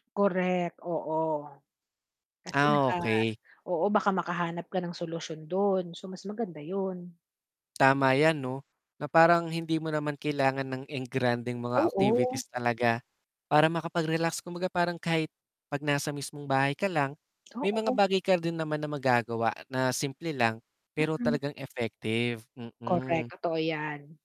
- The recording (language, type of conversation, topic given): Filipino, podcast, Paano mo inaalagaan ang kalusugang pangkaisipan habang nasa bahay?
- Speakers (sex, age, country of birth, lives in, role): female, 40-44, Philippines, Philippines, guest; male, 20-24, Philippines, Philippines, host
- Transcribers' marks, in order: distorted speech; tapping; static; fan